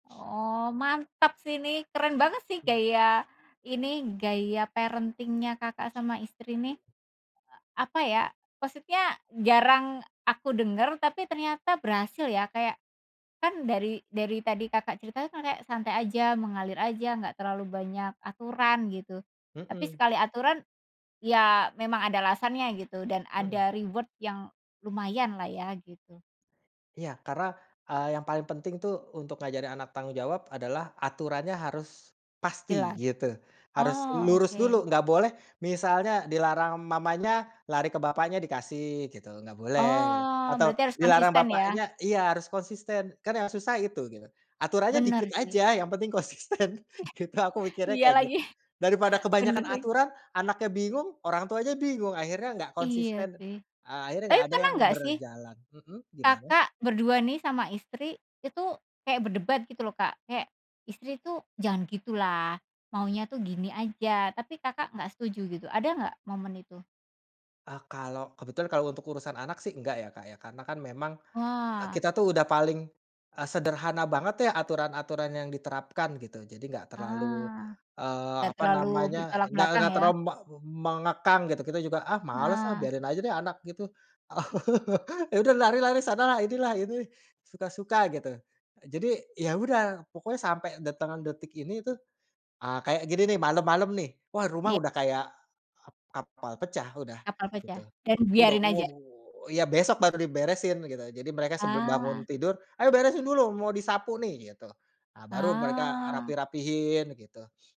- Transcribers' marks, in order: other background noise; in English: "parenting-nya"; in English: "reward"; laughing while speaking: "konsisten gitu"; chuckle; laugh; drawn out: "Ah"
- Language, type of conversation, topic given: Indonesian, podcast, Bagaimana cara mengajarkan anak bertanggung jawab di rumah?